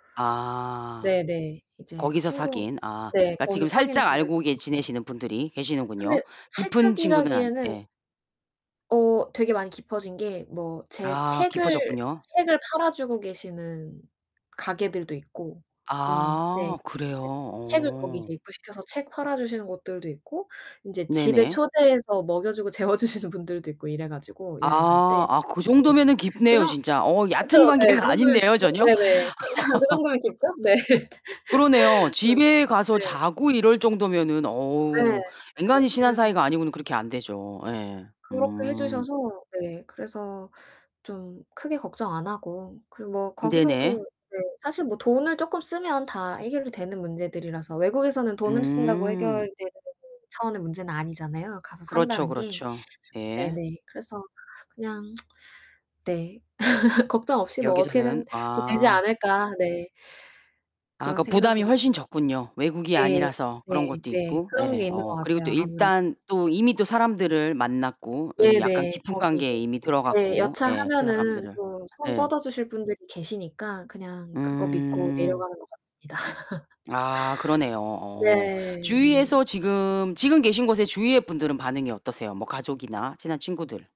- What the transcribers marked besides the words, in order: distorted speech; other background noise; laughing while speaking: "재워 주시는"; laughing while speaking: "관계가 아닌데요, 전혀"; laughing while speaking: "그죠, 그 정도면 깊죠? 네"; laugh; unintelligible speech; tsk; laugh; laugh
- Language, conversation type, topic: Korean, podcast, 현지인을 만나서 여행이 완전히 달라진 경험이 있으신가요?